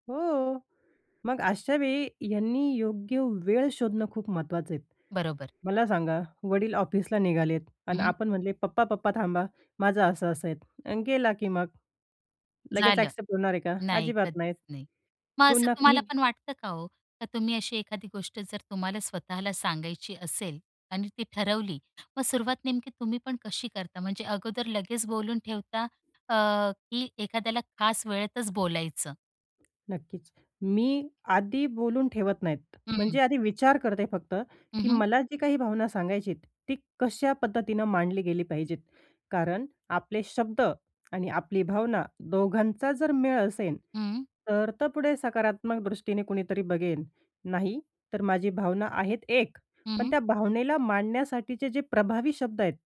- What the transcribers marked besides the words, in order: other noise; tapping; "सांगायचीय" said as "सांगायचीत"
- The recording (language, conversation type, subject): Marathi, podcast, कठीण भावना मोकळेपणाने कशा व्यक्त करायच्या?
- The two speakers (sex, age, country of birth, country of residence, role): female, 30-34, India, India, guest; female, 35-39, India, India, host